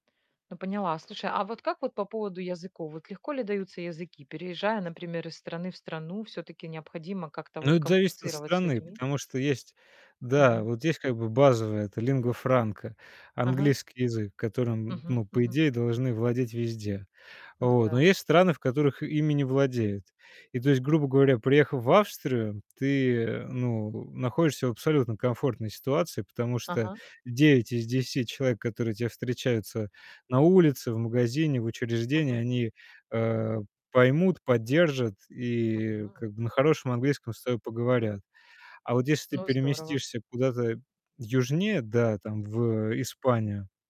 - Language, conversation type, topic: Russian, podcast, Как миграция или поездки повлияли на твоё самоощущение?
- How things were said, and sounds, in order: other background noise; distorted speech; in Italian: "lingua franca"; tapping